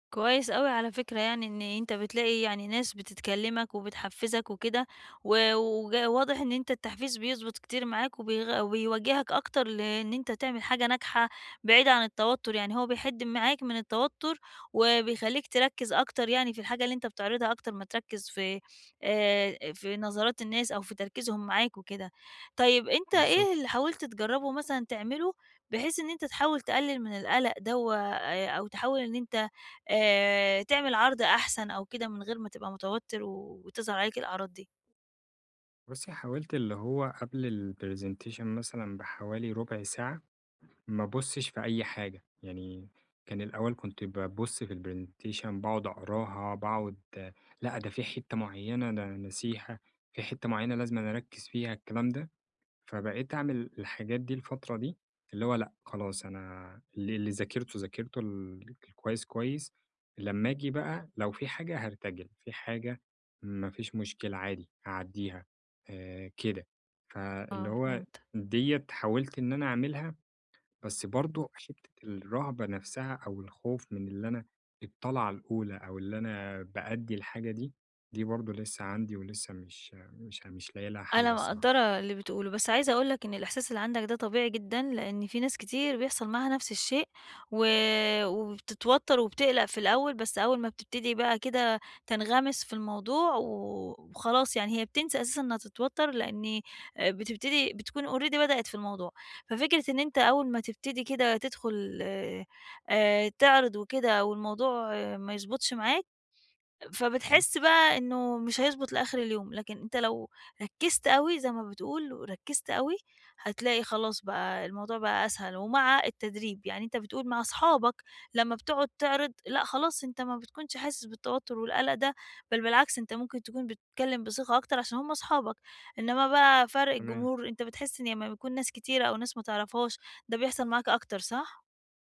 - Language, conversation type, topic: Arabic, advice, إزاي أهدّي نفسي بسرعة لما تبدأ عندي أعراض القلق؟
- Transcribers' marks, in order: in English: "الPresentation"; in English: "الPrentation"; "الPresentation" said as "الPrentation"; in English: "Already"